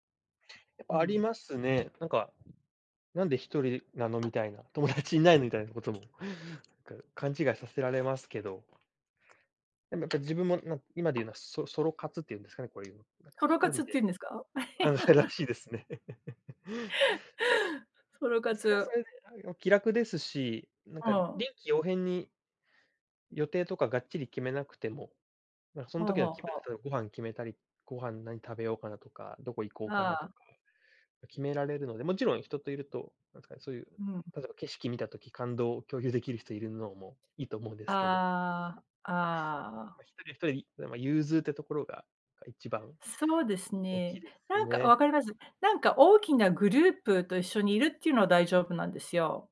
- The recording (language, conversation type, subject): Japanese, unstructured, 最近、自分が成長したと感じたことは何ですか？
- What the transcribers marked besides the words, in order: other background noise; laughing while speaking: "友達いないの"; laugh; laughing while speaking: "あ、らしいですね"; laugh; in English: "グループ"